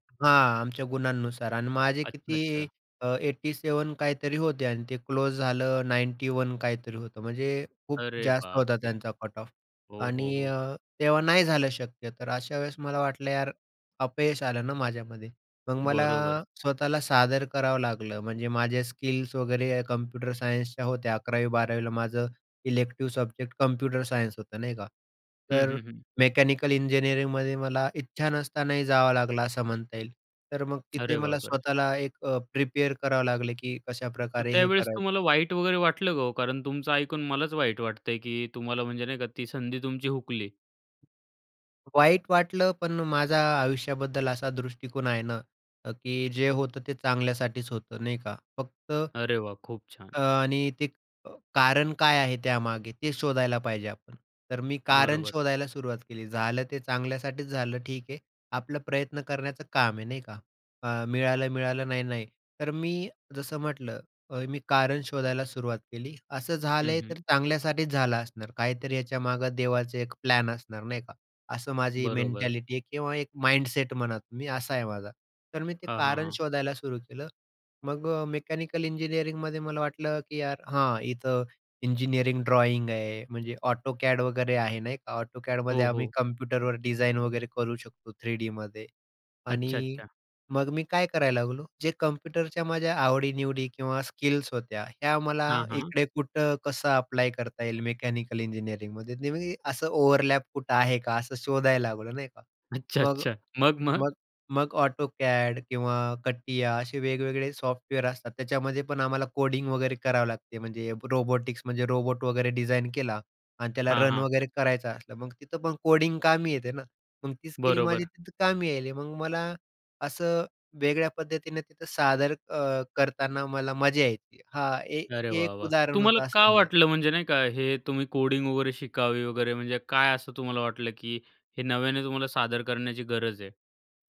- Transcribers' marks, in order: tapping; in English: "एट्टी सेवन"; in English: "नाईन्टी वन"; in English: "कट ऑफ"; in English: "स्किल्स"; in English: "इलेक्टिव्ह"; in English: "प्रिपेअर"; other background noise; in English: "माइंडसेट"; in English: "ड्रॉइंग"; in English: "ओव्हरलॅप"; laughing while speaking: "अच्छा, अच्छा. मग? मग?"; in English: "रोबोटिक्स"
- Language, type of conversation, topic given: Marathi, podcast, स्वतःला नव्या पद्धतीने मांडायला तुम्ही कुठून आणि कशी सुरुवात करता?